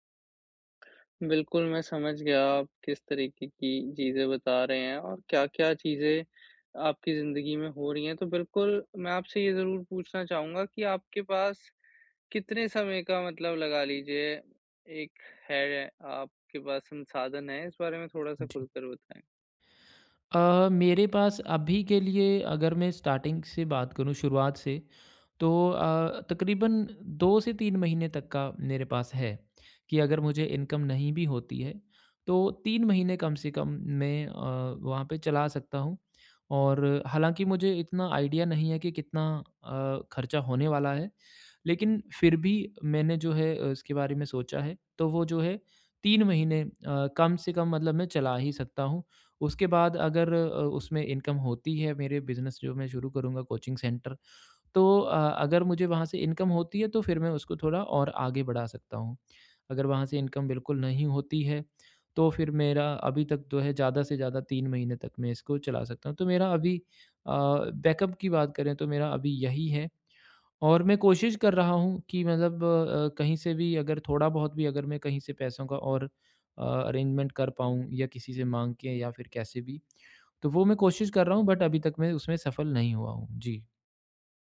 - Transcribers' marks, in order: other background noise; in English: "स्टार्टिंग"; in English: "इनकम"; in English: "आइडिया"; in English: "इनकम"; in English: "बिज़नेस"; in English: "कोचिंग सेंटर"; in English: "इनकम"; in English: "इनकम"; in English: "बैकअप"; in English: "अरेंजमेंट"; in English: "बट"
- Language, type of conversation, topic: Hindi, advice, अप्रत्याशित बाधाओं के लिए मैं बैकअप योजना कैसे तैयार रख सकता/सकती हूँ?